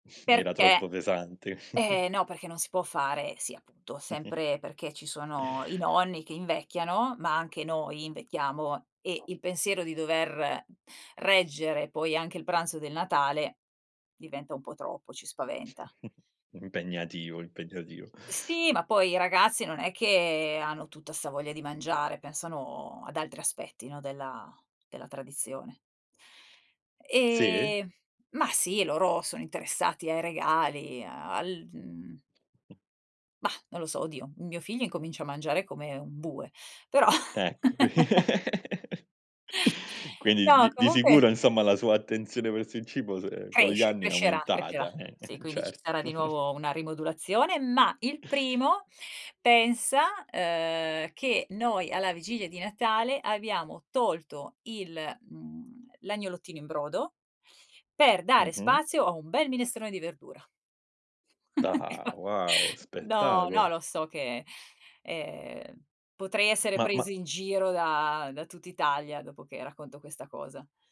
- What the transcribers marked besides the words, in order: chuckle; chuckle; other background noise; chuckle; chuckle; laughing while speaking: "però"; laughing while speaking: "qui"; chuckle; giggle; chuckle; tapping; chuckle; laughing while speaking: "mi fa"
- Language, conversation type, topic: Italian, podcast, Qual è una tradizione di famiglia che ami e che ti va di raccontarmi?